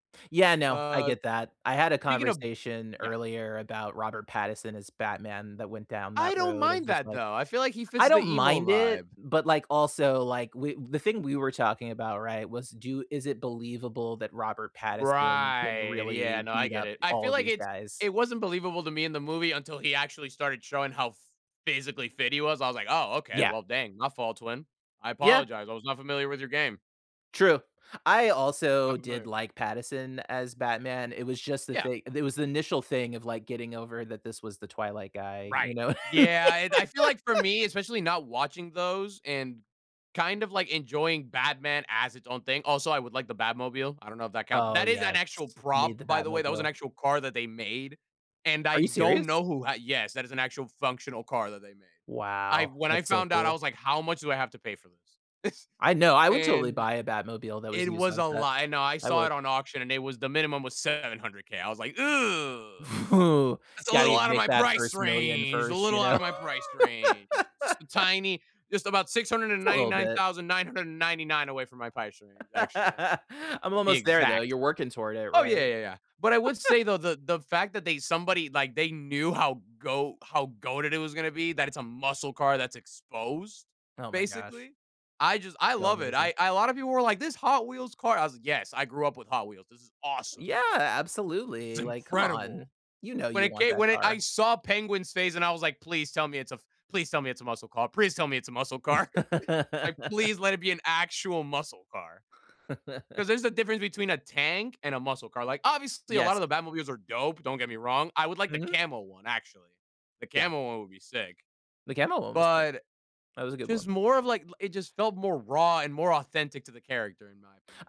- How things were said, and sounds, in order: "Pattinson" said as "Pattison"; "Pattinson" said as "Pattison"; tapping; "Pattinson" said as "Pattison"; laughing while speaking: "what I mean?"; laugh; chuckle; teeth sucking; laughing while speaking: "Ooh"; laugh; laugh; laugh; laugh; chuckle; chuckle
- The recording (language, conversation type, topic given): English, unstructured, What film prop should I borrow, and how would I use it?